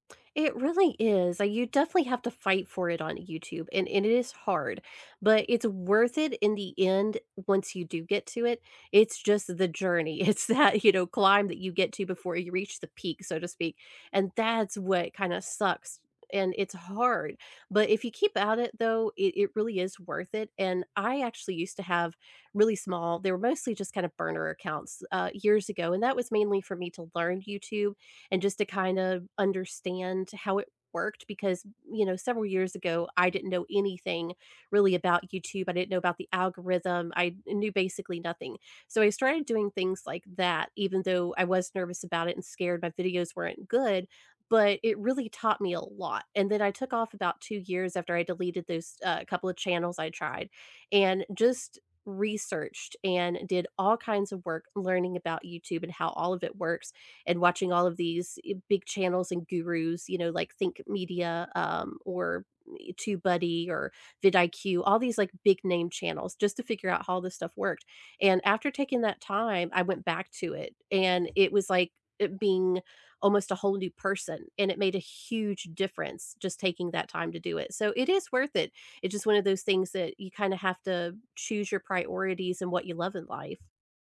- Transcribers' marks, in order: laughing while speaking: "it's that"; other background noise
- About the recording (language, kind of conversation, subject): English, unstructured, What dreams do you want to fulfill in the next five years?